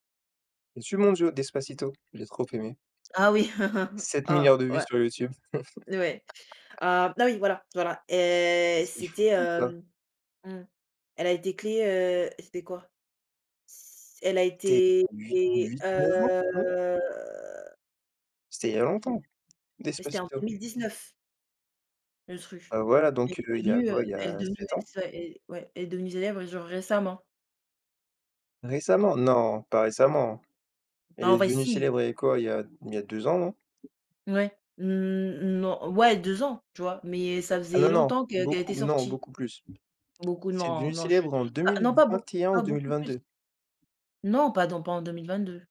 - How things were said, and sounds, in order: chuckle; laugh; "créée" said as "clé"; drawn out: "heu"; tapping
- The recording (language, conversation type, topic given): French, unstructured, Pourquoi, selon toi, certaines chansons deviennent-elles des tubes mondiaux ?